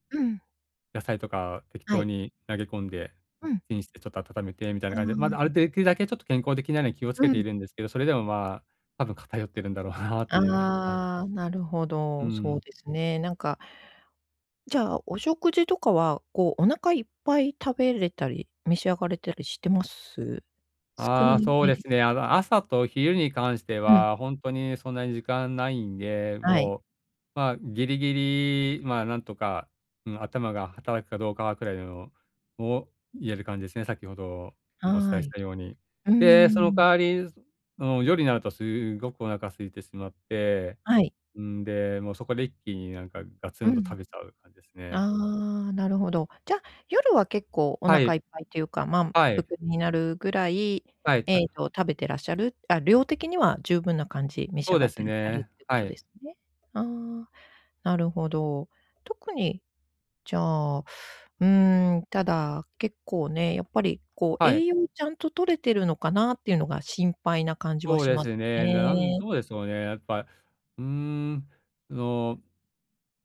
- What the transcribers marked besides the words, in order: other background noise
- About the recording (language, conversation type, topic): Japanese, advice, 体力がなくて日常生活がつらいと感じるのはなぜですか？